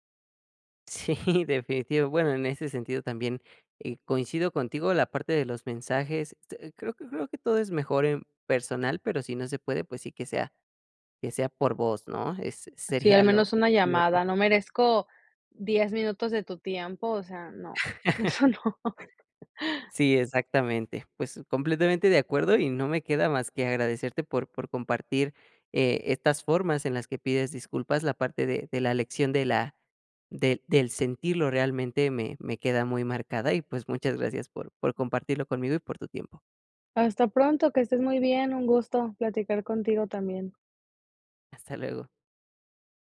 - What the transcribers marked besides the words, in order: chuckle; chuckle; chuckle
- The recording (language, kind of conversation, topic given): Spanish, podcast, ¿Cómo pides disculpas cuando metes la pata?